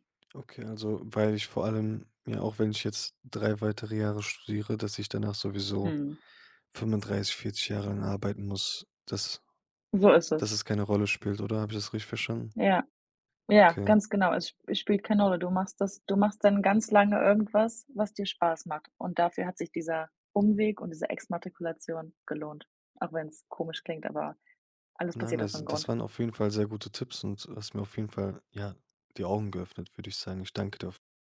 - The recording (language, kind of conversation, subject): German, advice, Wie erlebst du nächtliches Grübeln, Schlaflosigkeit und Einsamkeit?
- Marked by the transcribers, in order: other background noise